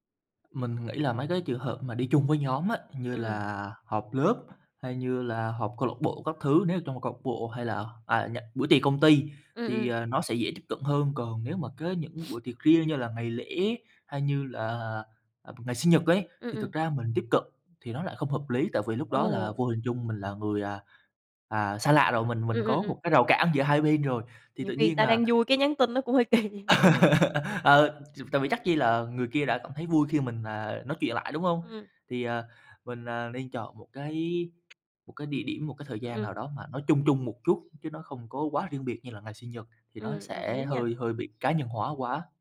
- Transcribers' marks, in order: sniff; "người" said as "ừn"; laugh; unintelligible speech; laughing while speaking: "kỳ"; laugh; other background noise
- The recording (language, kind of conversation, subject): Vietnamese, podcast, Làm thế nào để tái kết nối với nhau sau một mâu thuẫn kéo dài?